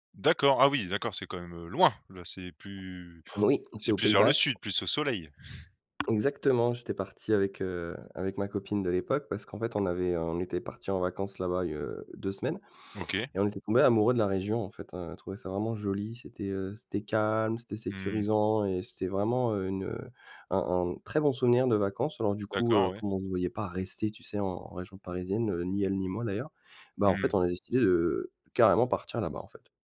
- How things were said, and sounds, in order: other noise; stressed: "loin"; other background noise; tapping
- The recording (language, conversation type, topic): French, podcast, Peux-tu me parler d’un déménagement qui a vraiment changé ta vie, et me dire comment tu l’as vécu ?